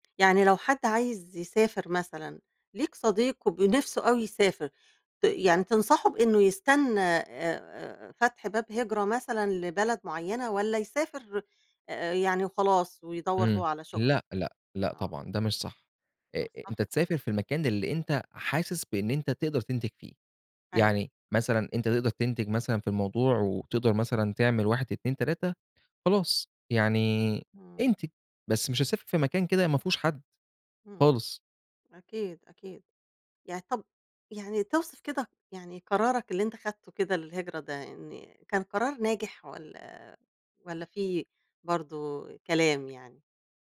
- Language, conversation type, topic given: Arabic, podcast, احكيلي عن قرار غيّر مسار حياتك
- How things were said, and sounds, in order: none